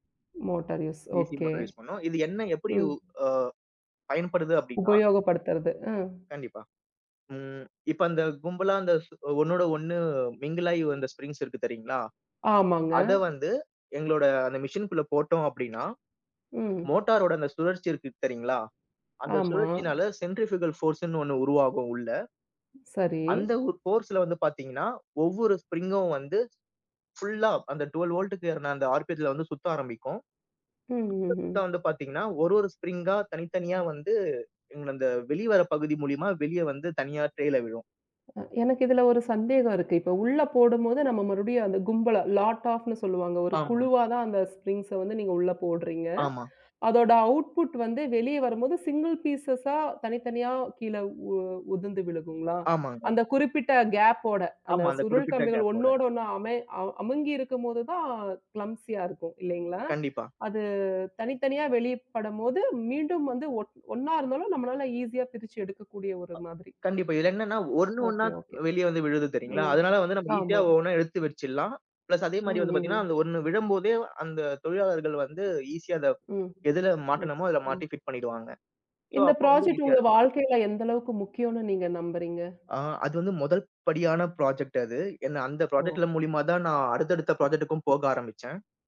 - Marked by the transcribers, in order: in English: "மோட்டார் யூஸ்"; in English: "டி சி மோட்டார் யூஸ்"; in English: "மிங்கிலாயி"; in English: "ஸ்ப்ரிங்ஸ்"; other noise; in English: "சென்ட்ரிஃப்யூகல் ஃபோர்ஸுன்னு"; in English: "ஃபோர்ஸ்ல"; in English: "ஸ்ப்ரிங்கும்"; in English: "ட்வெல்வ் வோல்ட்டுக்கேறுன"; in English: "ஆர்.பி.எத்துல"; in English: "ட்ரேல"; in English: "லாட் ஆஃப்ன்னு"; in English: "ஸ்பிரிங்ஸ"; in English: "அவுட்புட்"; in English: "சிங்கள் பீசஸா"; in English: "க்ளம்ப்சியா"; in English: "ஈசியா"; in English: "ப்ளஸ்"; in English: "ஃபிட்"; other background noise; in English: "சோ"; in English: "ப்ராஜெக்ட்"; in English: "ப்ராஜெக்ட்"; in English: "ப்ராஜெக்ட்ல"; in English: "ப்ராஜெக்ட்டுக்கும்"
- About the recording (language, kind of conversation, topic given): Tamil, podcast, மிகக் கடினமான ஒரு தோல்வியிலிருந்து மீண்டு முன்னேற நீங்கள் எப்படி கற்றுக்கொள்கிறீர்கள்?